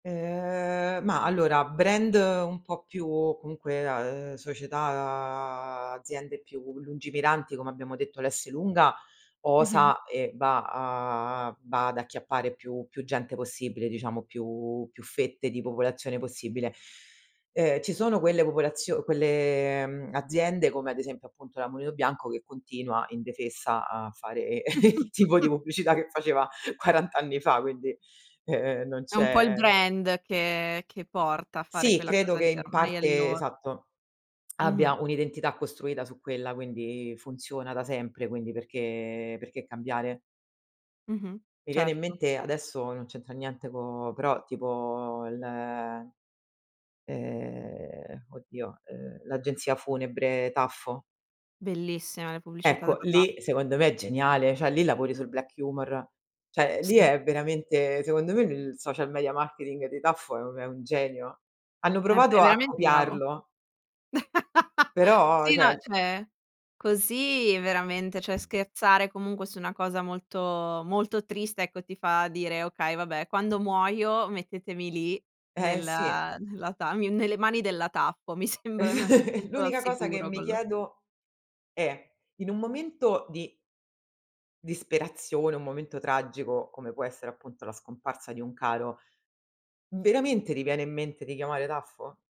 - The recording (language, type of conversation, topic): Italian, podcast, Secondo te, come fa la pubblicità a usare le storie per vendere?
- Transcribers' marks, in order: in English: "brand"; drawn out: "società"; drawn out: "a"; drawn out: "quelle"; chuckle; chuckle; in English: "brand"; other background noise; tapping; drawn out: "perché"; drawn out: "tipo le"; in English: "black humor"; "Cioè" said as "ceh"; chuckle; "cioè" said as "ceh"; "cioè" said as "ceh"; chuckle; laughing while speaking: "sembra me"; chuckle